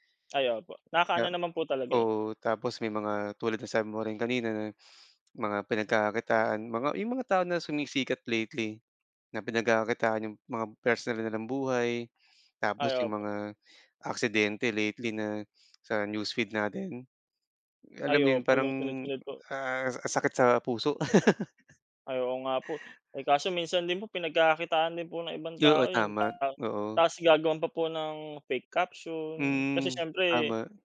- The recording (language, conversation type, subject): Filipino, unstructured, Paano mo tinitingnan ang epekto ng social media sa kalusugan ng isip?
- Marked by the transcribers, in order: tapping; other background noise; laugh; gasp; in English: "fake caption"